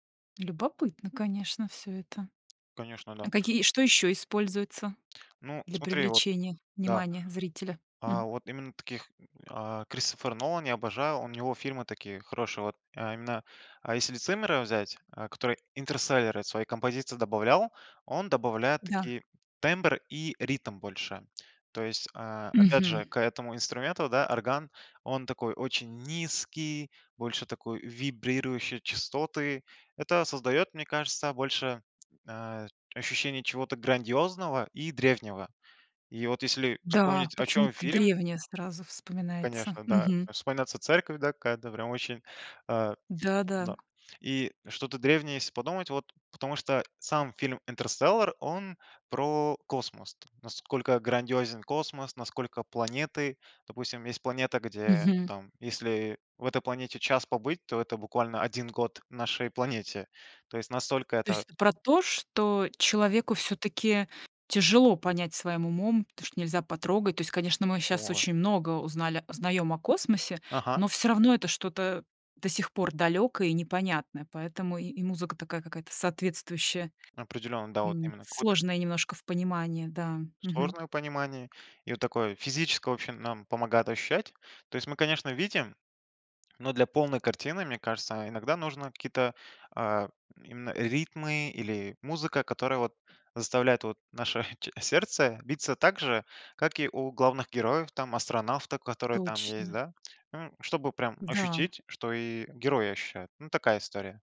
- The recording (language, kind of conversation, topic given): Russian, podcast, Как хороший саундтрек помогает рассказу в фильме?
- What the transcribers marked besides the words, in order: tapping; other background noise